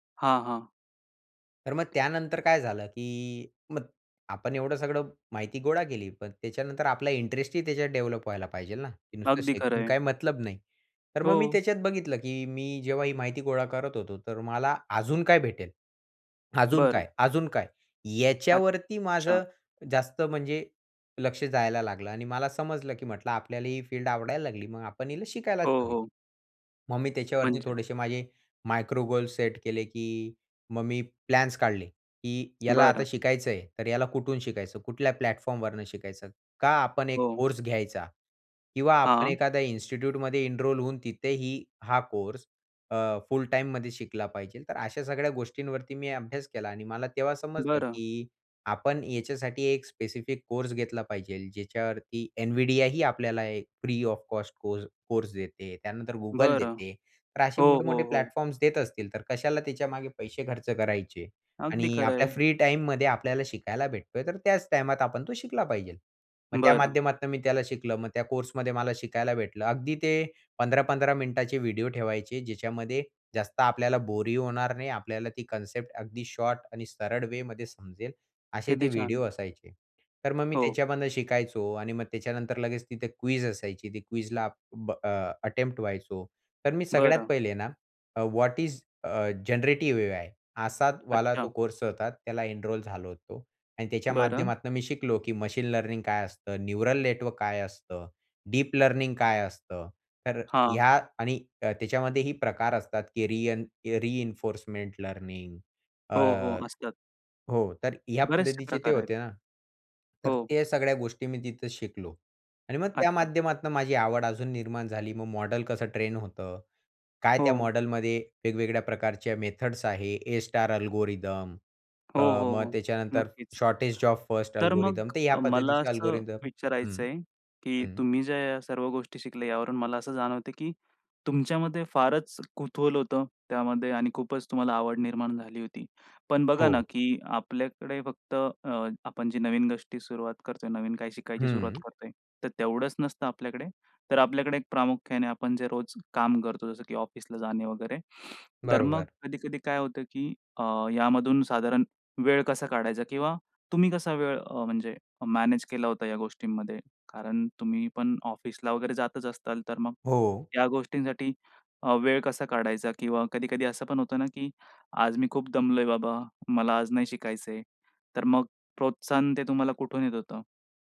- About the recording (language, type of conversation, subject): Marathi, podcast, स्वतःहून काहीतरी शिकायला सुरुवात कशी करावी?
- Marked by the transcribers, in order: tapping; in English: "डेव्हलप"; in English: "मायक्रो गोल सेट"; in English: "प्लॅटफॉर्म"; in English: "इन्स्टिट्यूटमध्ये एनरोल"; in English: "फ्री ओएफ कॉस्ट"; in English: "प्लॅटफॉर्म्स"; in English: "वे"; in English: "क्विज"; in English: "क्विज"; in English: "अटेम्प्ट"; in English: "व्हॅट इस अ जनरेटिव्ह एआय?"; in English: "एनरोल"; in English: "मशीन लर्निंग"; in English: "न्यूरल नेटवर्क"; in English: "डीप लर्निंग"; in English: "रिइन्फोर्समेंट लर्निंग"; in English: "ए स्टार अल्गोरिदम"; other background noise; in English: "शॉर्टेज ओफ फर्स्ट अल्गोरिदम"; in English: "अल्गोरिदम"; inhale; "असाल" said as "असताल"